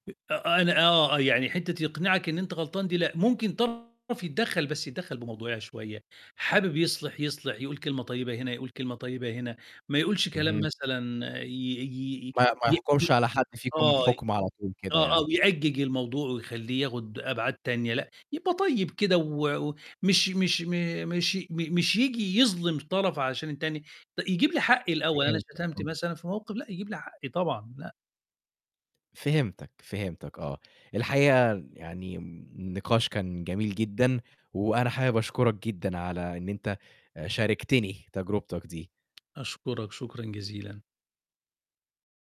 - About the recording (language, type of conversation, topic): Arabic, podcast, إزاي تبدأ محادثة مع قريبك بعد خصام طويل؟
- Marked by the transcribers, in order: distorted speech; tapping